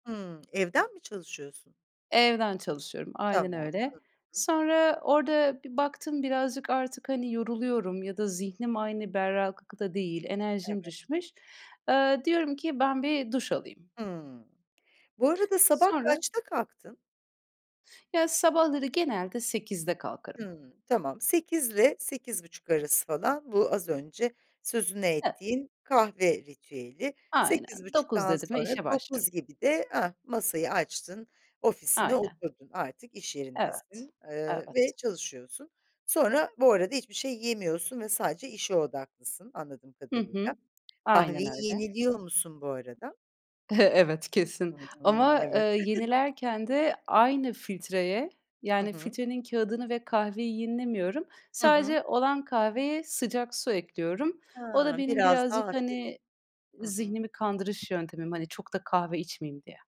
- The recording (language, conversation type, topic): Turkish, podcast, Evde huzurlu bir sabah yaratmak için neler yaparsın?
- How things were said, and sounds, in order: other background noise; tapping; chuckle; chuckle